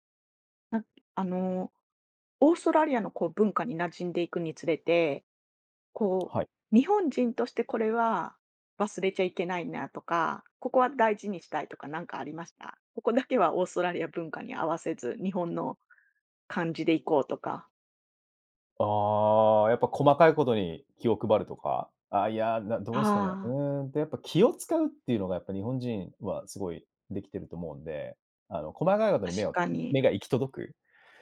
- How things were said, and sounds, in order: none
- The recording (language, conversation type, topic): Japanese, podcast, 新しい文化に馴染むとき、何を一番大切にしますか？